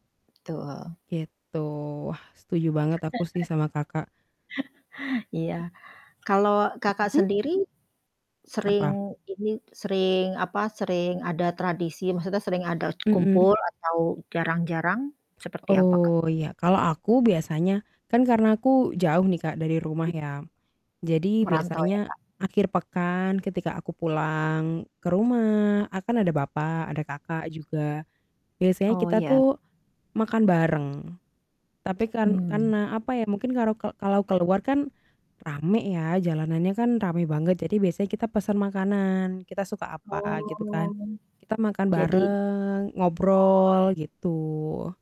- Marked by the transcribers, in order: static; laugh; other background noise; distorted speech; tapping
- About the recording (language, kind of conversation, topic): Indonesian, unstructured, Tradisi keluarga apa yang selalu membuatmu merasa bahagia?